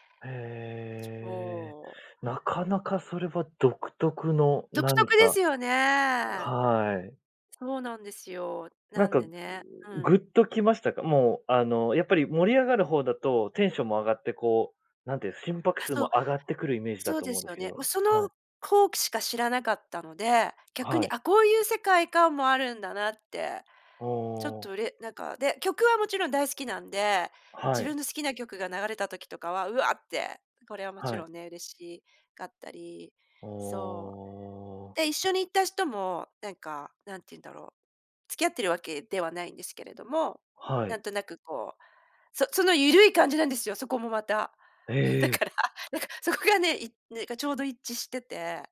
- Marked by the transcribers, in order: groan; laughing while speaking: "だから"
- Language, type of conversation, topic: Japanese, podcast, ライブで心を動かされた瞬間はありましたか？